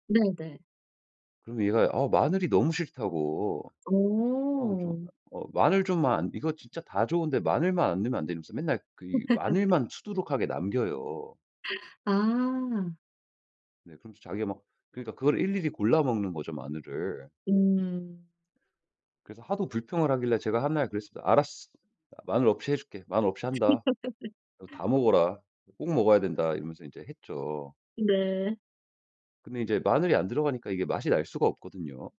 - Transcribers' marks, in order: laugh; other background noise; laugh
- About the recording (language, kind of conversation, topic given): Korean, podcast, 채소를 더 많이 먹게 만드는 꿀팁이 있나요?